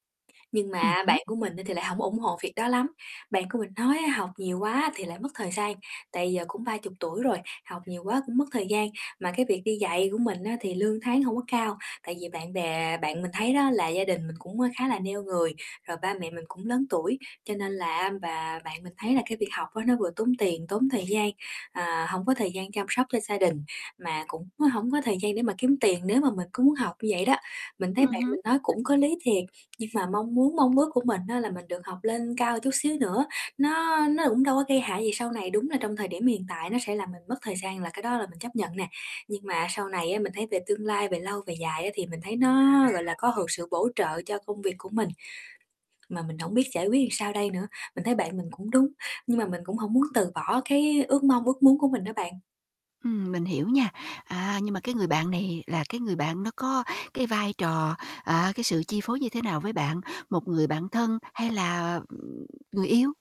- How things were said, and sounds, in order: tapping; distorted speech; other background noise; "được" said as "hược"; static
- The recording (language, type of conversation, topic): Vietnamese, advice, Làm thế nào để giao tiếp khi tôi và bạn bè có bất đồng ý kiến?